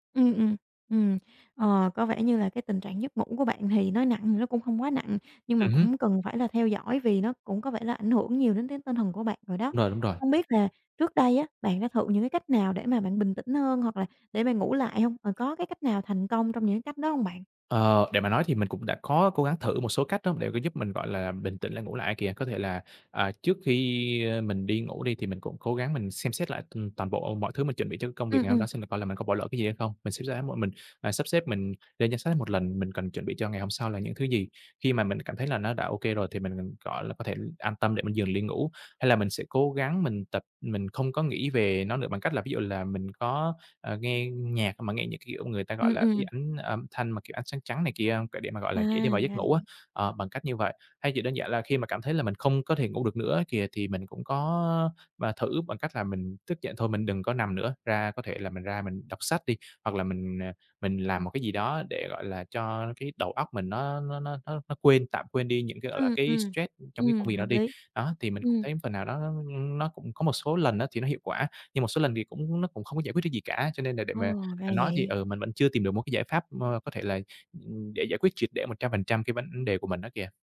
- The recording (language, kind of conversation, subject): Vietnamese, advice, Làm thế nào để đối phó với việc thức trắng vì lo lắng trước một sự kiện quan trọng?
- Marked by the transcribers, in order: other background noise; tapping